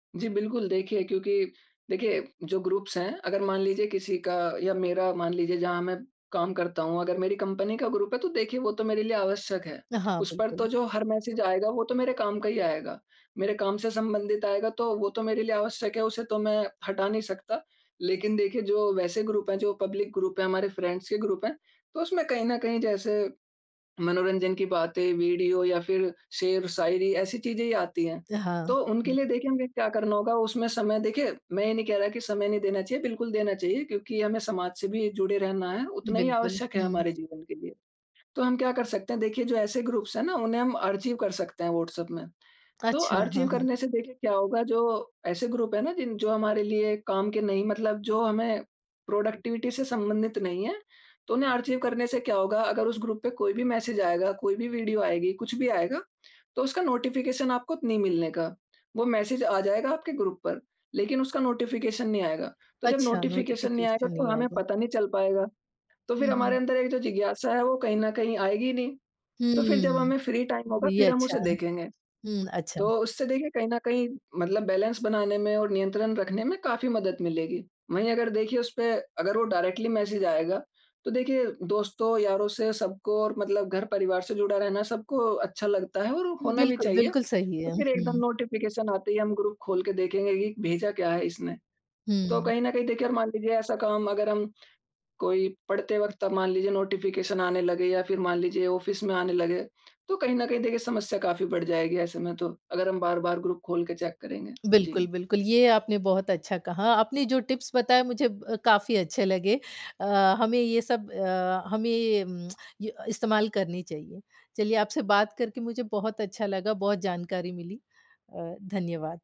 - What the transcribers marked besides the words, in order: in English: "ग्रुप्स"; in English: "ग्रुप"; in English: "मैसेज़"; in English: "ग्रुप"; in English: "पब्लिक ग्रुप"; in English: "फ्रेंड्स"; in English: "ग्रुप"; other noise; in English: "ग्रुप्स"; other background noise; in English: "ग्रुप"; in English: "प्रोडक्टिविटी"; in English: "ग्रुप"; in English: "मैसेज़"; in English: "नोटिफ़िकेशन"; in English: "मैसेज़"; in English: "ग्रुप"; in English: "नोटिफ़िकेशन"; in English: "नोटिफ़िकेशन"; in English: "नोटिफ़िकेशन"; in English: "फ्री टाइम"; in English: "बैलेंस"; in English: "डायरेक्टली मैसेज़"; in English: "नोटिफ़िकेशन"; in English: "ग्रुप"; in English: "नोटिफ़िकेशन"; in English: "ऑफ़िस"; in English: "ग्रुप"; in English: "चेक"; tapping; in English: "टिप्स"; lip smack
- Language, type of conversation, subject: Hindi, podcast, आप अपने फोन का स्क्रीन टाइम कैसे संभालते हैं?